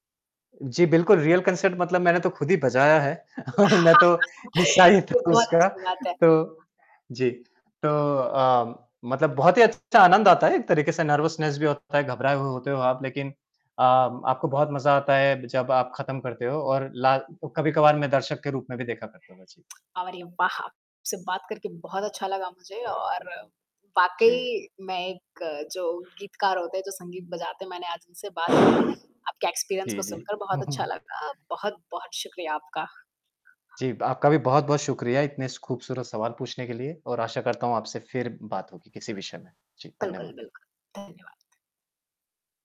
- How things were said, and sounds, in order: static; in English: "रियल कंसर्ट"; laugh; chuckle; other background noise; laughing while speaking: "हिस्सा ही था"; in English: "नर्वसनेस"; tongue click; in English: "एक्सपीरियंस"; chuckle; tapping; distorted speech
- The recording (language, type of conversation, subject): Hindi, podcast, लाइव संगीत और रिकॉर्ड किए गए संगीत में आपको क्या अंतर महसूस होता है?